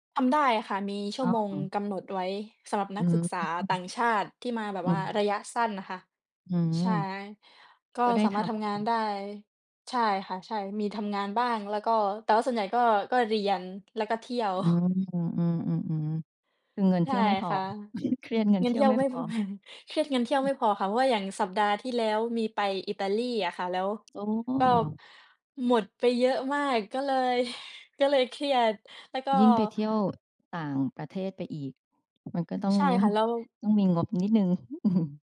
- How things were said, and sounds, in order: chuckle; chuckle; other noise; chuckle
- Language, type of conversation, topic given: Thai, unstructured, เวลารู้สึกเครียด คุณมักทำอะไรเพื่อผ่อนคลาย?